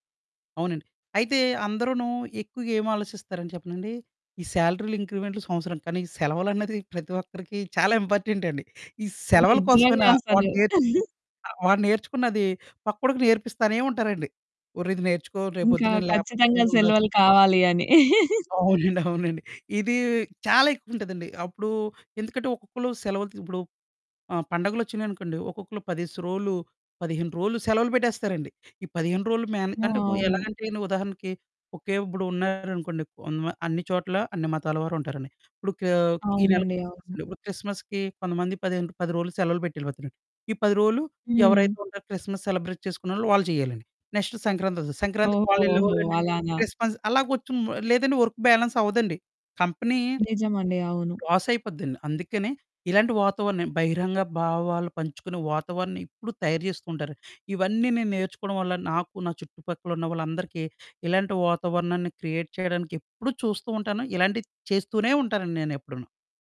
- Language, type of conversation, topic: Telugu, podcast, బహిరంగంగా భావాలు పంచుకునేలా సురక్షితమైన వాతావరణాన్ని ఎలా రూపొందించగలరు?
- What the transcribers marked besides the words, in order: laughing while speaking: "ఇంపార్టెంటండి"; distorted speech; giggle; laugh; laughing while speaking: "అవునండి. అవునండి"; in English: "క్రిస్‌మస్"; in English: "క్రిస్‌మస్‌కి"; in English: "క్రిస్‌మస్ సెలబ్రేట్"; in English: "నెక్స్ట్"; in English: "క్రిస్‌మస్"; in English: "కంపెనీ"; in English: "క్రియేట్"